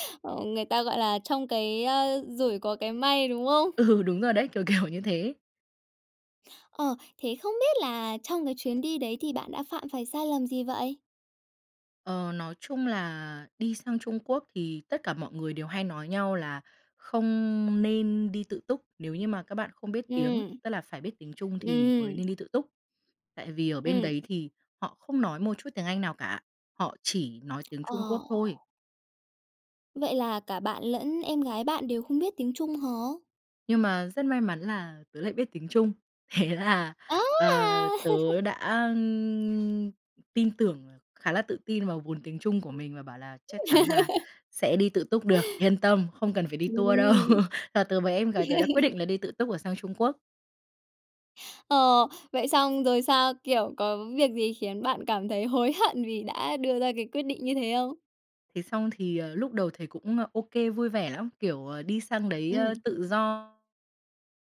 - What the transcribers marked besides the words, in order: tapping; laughing while speaking: "Ừ"; laughing while speaking: "kiểu"; laughing while speaking: "Thế là"; surprised: "Á, a!"; laugh; other background noise; laugh; laughing while speaking: "đâu"; laugh; laugh
- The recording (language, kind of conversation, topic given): Vietnamese, podcast, Bạn có thể kể về một sai lầm khi đi du lịch và bài học bạn rút ra từ đó không?